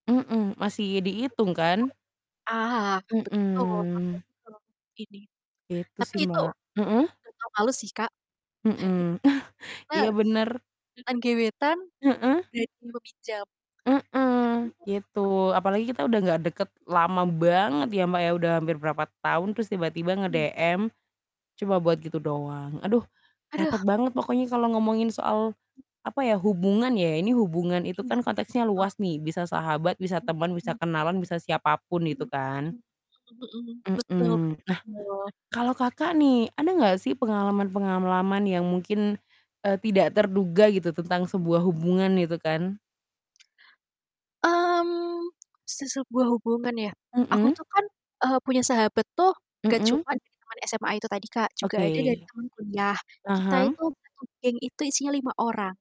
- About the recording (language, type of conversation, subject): Indonesian, unstructured, Apa yang membuat persahabatan bisa bertahan lama?
- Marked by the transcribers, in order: static; unintelligible speech; distorted speech; drawn out: "Mhm"; chuckle; chuckle; unintelligible speech; unintelligible speech; tsk; "pengalaman-pengalaman" said as "pengalaman-pengamlaman"; other background noise